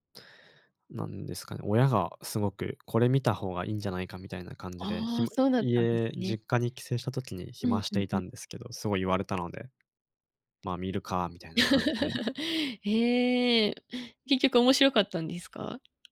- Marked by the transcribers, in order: tapping; chuckle
- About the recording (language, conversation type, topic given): Japanese, podcast, 家でリラックスするとき、何をしていますか？